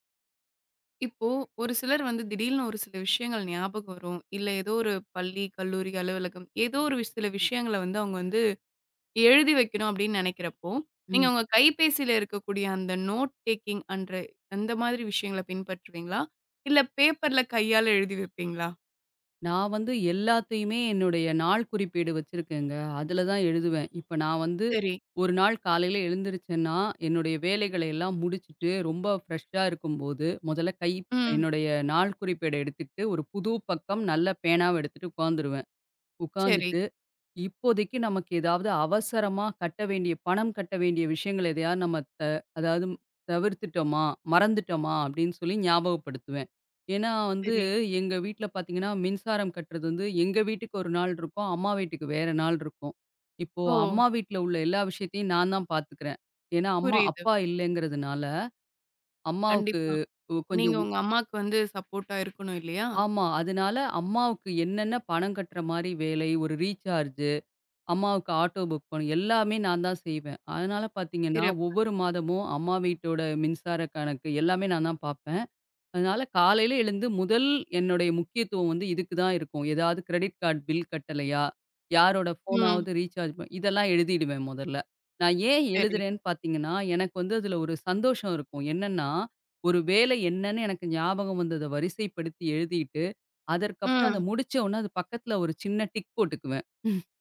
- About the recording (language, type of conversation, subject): Tamil, podcast, கைபேசியில் குறிப்பெடுப்பதா அல்லது காகிதத்தில் குறிப்பெடுப்பதா—நீங்கள் எதைத் தேர்வு செய்வீர்கள்?
- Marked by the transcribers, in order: other background noise; in English: "நோட் டேக்கிங்ன்ற"; horn; in English: "ஃபிரெஷ்ஷா"; tapping; in English: "சப்போர்ட்டா"; in English: "ரீசார்ஜூ"; other noise; in English: "கிரெடிட் கார்ட் பில்"; chuckle